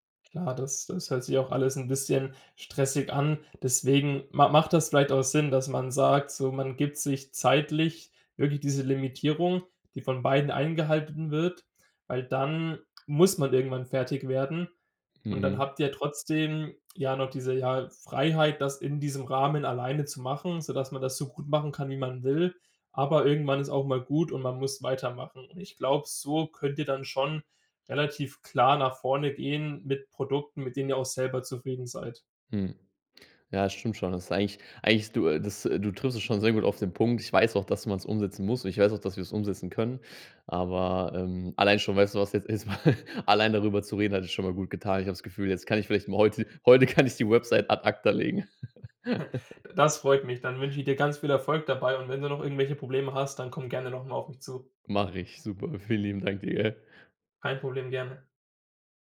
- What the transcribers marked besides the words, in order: laughing while speaking: "erst mal"; laughing while speaking: "heute kann"; chuckle; laugh
- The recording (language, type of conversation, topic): German, advice, Wie kann ich verhindern, dass mich Perfektionismus davon abhält, wichtige Projekte abzuschließen?